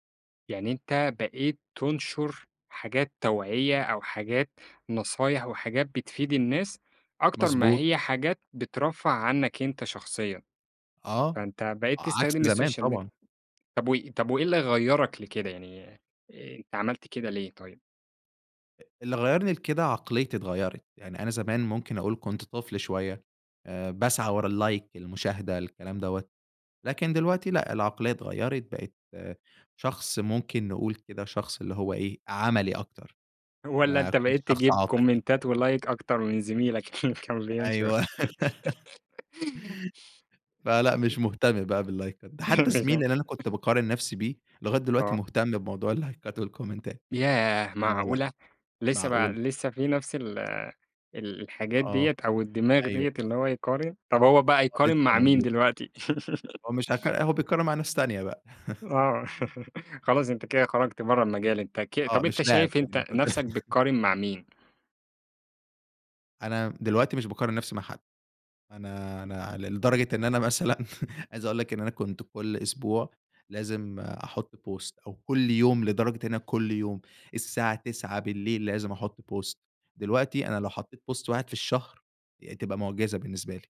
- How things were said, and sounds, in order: in English: "السوشيال ميديا"; tapping; in English: "اللايك"; in English: "كومنتات ولايك"; laugh; laughing while speaking: "زميلك اللي كان بينشر؟"; in English: "باللايكات"; laugh; unintelligible speech; in English: "اللايكات والكومنتات"; laugh; chuckle; laugh; other background noise; chuckle; in English: "Post"; in English: "Post"; in English: "Post"
- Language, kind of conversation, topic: Arabic, podcast, إيه رأيك في تأثير السوشيال ميديا على العلاقات؟